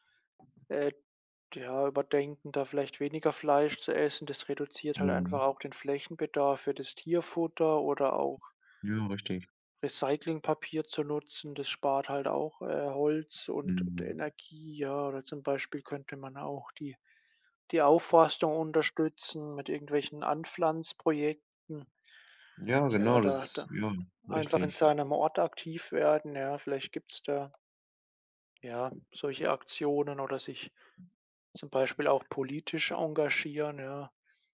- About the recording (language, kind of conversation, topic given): German, unstructured, Wie wichtig ist dir der Schutz der Wälder für unsere Zukunft?
- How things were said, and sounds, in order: other background noise